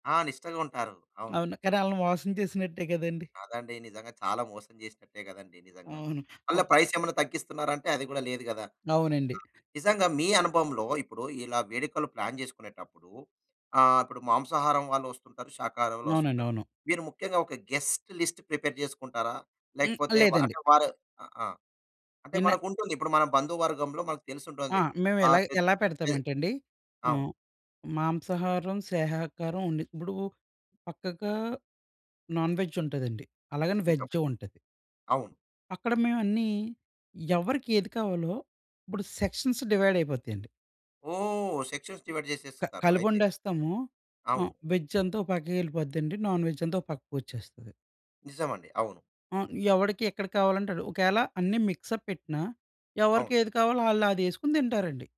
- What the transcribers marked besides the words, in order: other noise; in English: "ప్లాన్"; in English: "గెస్ట్ లిస్ట్ ప్రిపేర్"; other background noise; "శాకాహారం" said as "సేహాకారం"; in English: "నాన్"; tapping; in English: "సెక్షన్స్"; in English: "సెక్షన్స్ డివైడ్"; in English: "నాన్"; in English: "మిక్సప్"
- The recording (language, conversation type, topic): Telugu, podcast, వేడుకలో శాకాహారం, మాంసాహారం తినేవారి అభిరుచులను మీరు ఎలా సమతుల్యం చేస్తారు?